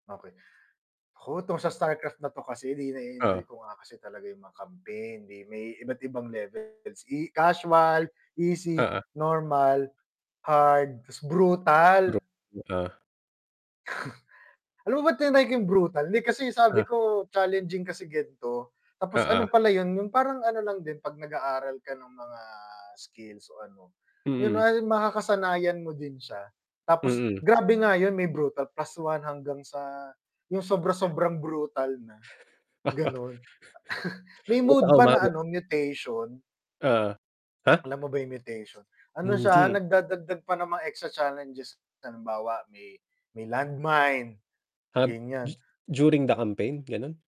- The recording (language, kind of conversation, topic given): Filipino, unstructured, Ano ang nararamdaman mo pagkatapos ng isang masayang laro kasama ang kaibigan mo?
- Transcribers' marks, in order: distorted speech; unintelligible speech; chuckle; static; chuckle; in English: "mutation"; in English: "mutation"; in English: "land mine"; in English: "during the campaign"